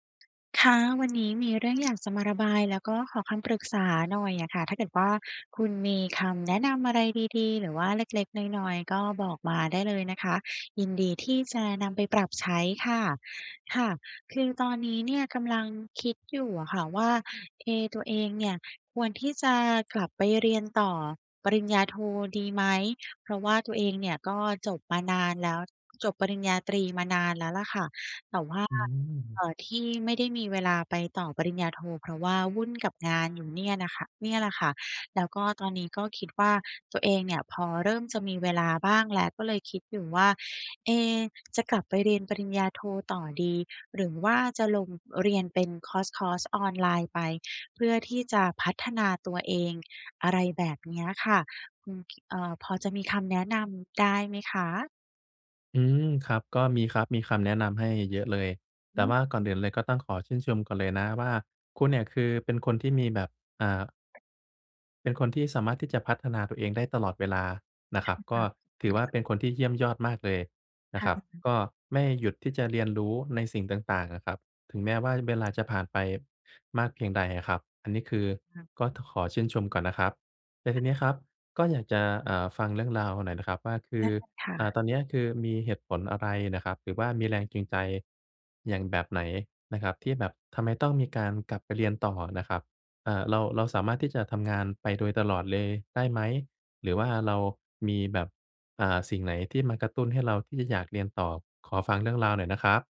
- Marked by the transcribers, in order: other background noise; unintelligible speech; "จูงใจ" said as "จืงใจ"
- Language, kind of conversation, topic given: Thai, advice, ฉันควรตัดสินใจกลับไปเรียนต่อหรือโฟกัสพัฒนาตัวเองดีกว่ากัน?